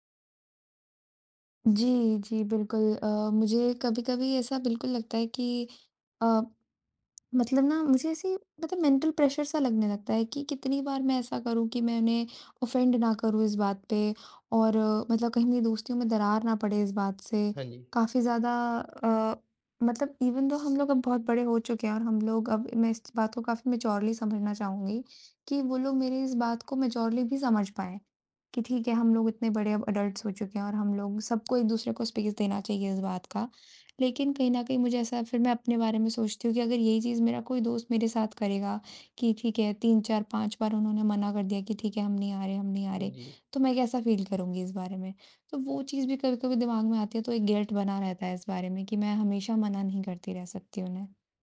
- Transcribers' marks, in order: in English: "मेंटल प्रेशर"; in English: "ऑफ़ेंड"; in English: "इवेन थो"; in English: "मैच्योरली"; in English: "मैच्योरली"; in English: "एडल्ट्स"; in English: "स्पेस"; in English: "फ़ील"; in English: "गिल्ट"
- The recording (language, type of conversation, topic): Hindi, advice, मैं सामाजिक दबाव और अकेले समय के बीच संतुलन कैसे बनाऊँ, जब दोस्त बुलाते हैं?